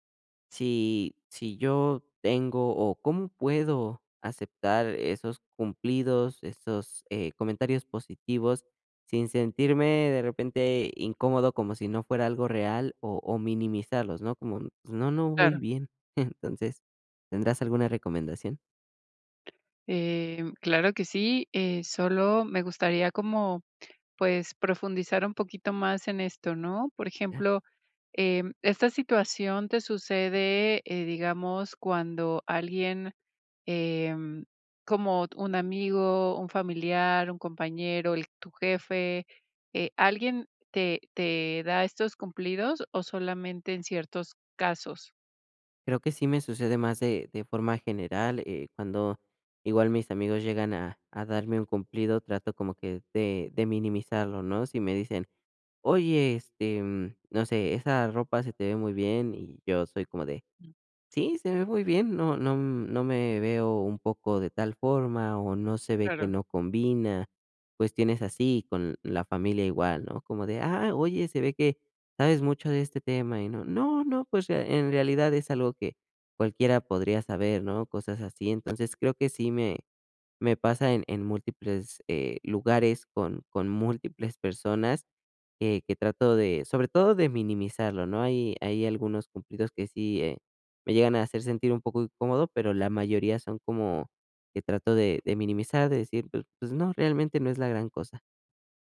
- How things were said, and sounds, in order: chuckle; other background noise; other noise
- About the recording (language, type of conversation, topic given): Spanish, advice, ¿Cómo puedo aceptar cumplidos con confianza sin sentirme incómodo ni minimizarlos?